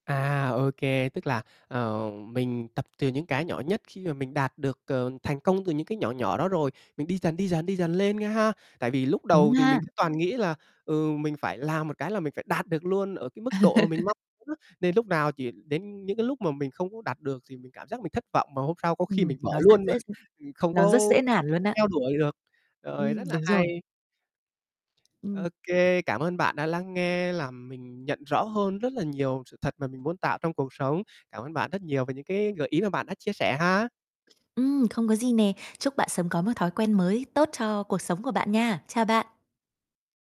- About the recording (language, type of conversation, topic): Vietnamese, advice, Làm thế nào để tạo một thói quen hằng ngày mang lại ý nghĩa?
- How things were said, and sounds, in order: other background noise; laugh; distorted speech; tapping